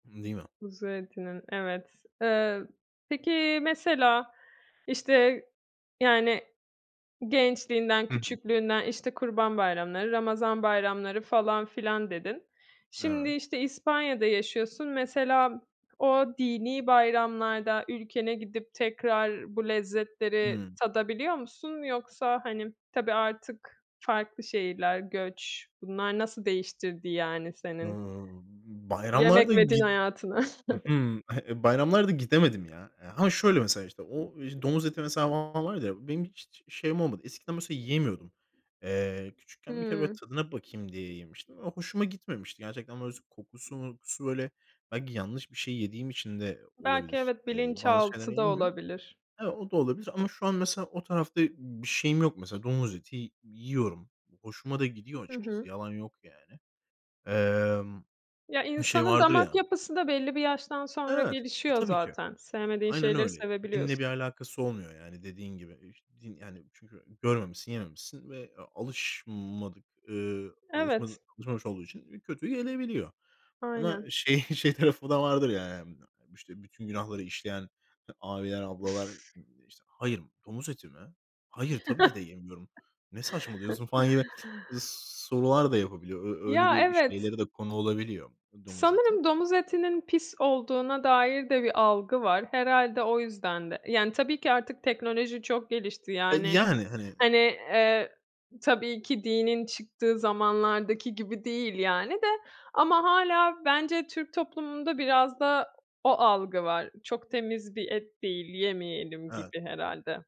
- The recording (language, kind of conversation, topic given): Turkish, podcast, Yemek ve din, günlük yaşamda nasıl kesişiyor?
- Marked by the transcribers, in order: other background noise; other noise; chuckle; swallow; laughing while speaking: "şey, şey tarafı da vardır, ya"; put-on voice: "Hayır, domuz eti mi? Hayır, tabii ki de yemiyorum. Ne saçmalıyorsun?"; chuckle; tapping